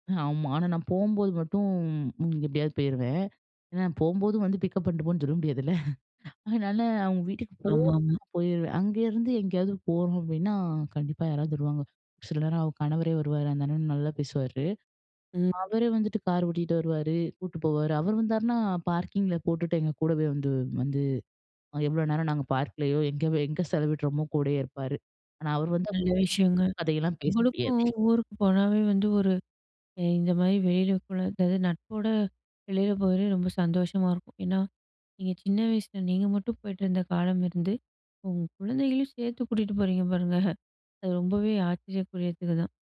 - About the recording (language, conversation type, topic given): Tamil, podcast, தூரம் இருந்தாலும் நட்பு நீடிக்க என்ன வழிகள் உண்டு?
- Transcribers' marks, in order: in English: "பிக்கப்"; chuckle; other background noise; in English: "பார்க்கிங்கில"; other noise